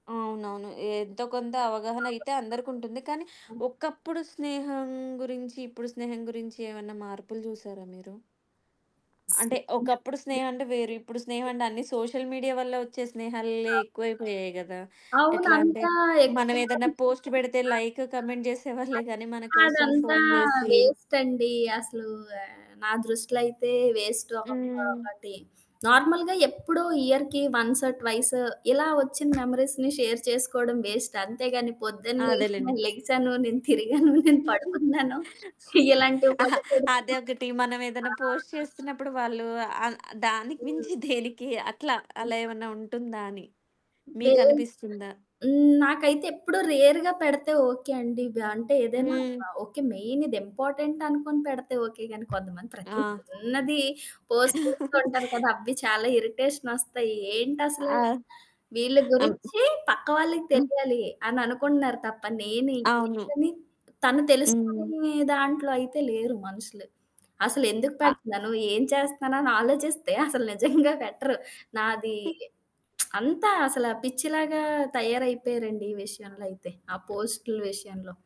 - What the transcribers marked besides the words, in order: unintelligible speech; other background noise; in English: "సోషల్ మీడియా"; in English: "పోస్ట్"; distorted speech; in English: "లైక్, కామెంట్"; in English: "వేస్ట్"; in English: "వేస్ట్"; in English: "నార్మల్‌గా"; in English: "ఇయర్‌కి వన్స్ ట్వైస్"; in English: "మెమరీస్‌ని షేర్"; in English: "వేస్ట్"; laughing while speaking: "నేను తిరిగాను. నేను పడుకున్నాను. ఇలాంటివి"; giggle; in English: "పోస్ట్"; in English: "రేర్‌గా"; in English: "మెయిన్"; in English: "ఇంపార్టెంట్"; chuckle; in English: "పోస్ట్"; in English: "ఇరిటేషన్"; chuckle; lip smack
- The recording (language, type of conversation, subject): Telugu, podcast, సామాజిక మాధ్యమాలు స్నేహాలను ఎలా మార్చాయి?